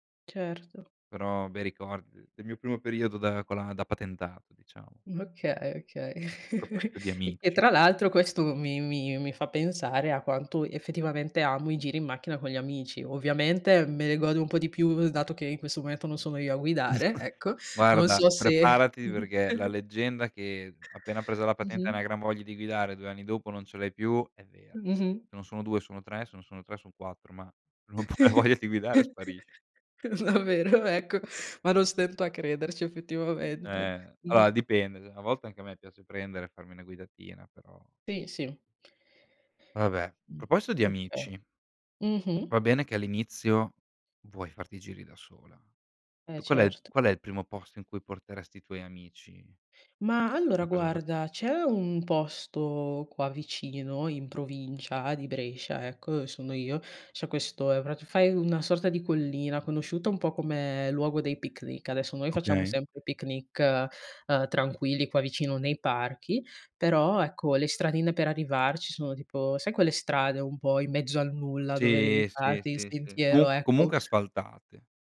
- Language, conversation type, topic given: Italian, unstructured, Come ti piace passare il tempo con i tuoi amici?
- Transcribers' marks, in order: giggle; chuckle; giggle; laughing while speaking: "puoi la voglia di guidare sparisce"; chuckle; laughing while speaking: "Davvero?"; unintelligible speech; tapping; other noise